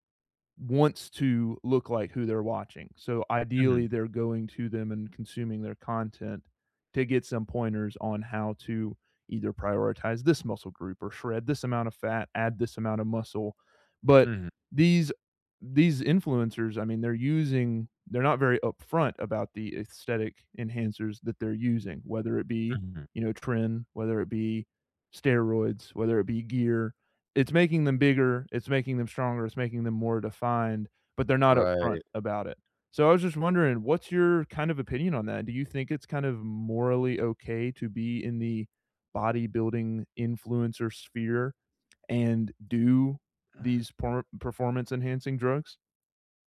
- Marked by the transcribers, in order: none
- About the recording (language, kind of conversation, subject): English, unstructured, Should I be concerned about performance-enhancing drugs in sports?